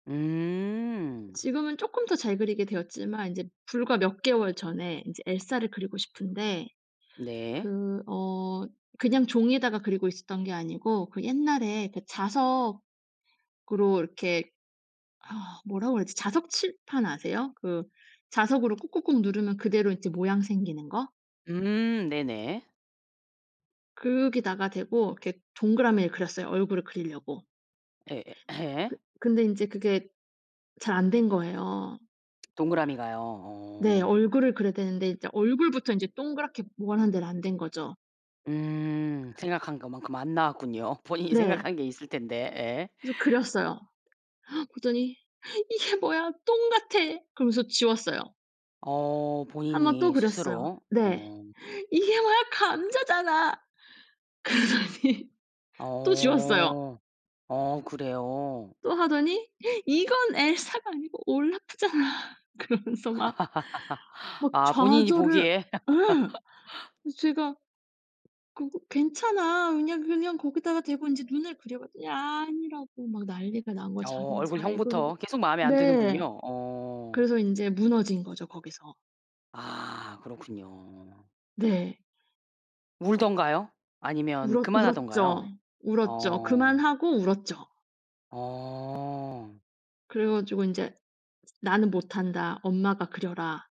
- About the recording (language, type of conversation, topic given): Korean, podcast, 자녀가 실패했을 때 부모는 어떻게 반응해야 할까요?
- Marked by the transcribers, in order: throat clearing; other background noise; laughing while speaking: "그러더니"; gasp; laughing while speaking: "그러면서 막"; laugh; laugh